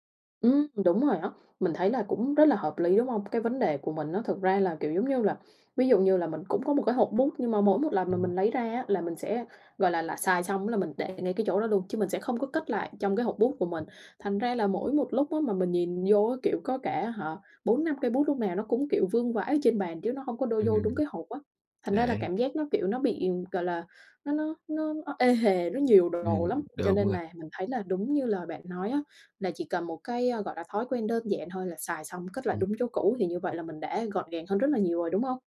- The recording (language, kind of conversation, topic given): Vietnamese, advice, Làm thế nào để duy trì thói quen dọn dẹp mỗi ngày?
- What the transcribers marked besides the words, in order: tapping; other background noise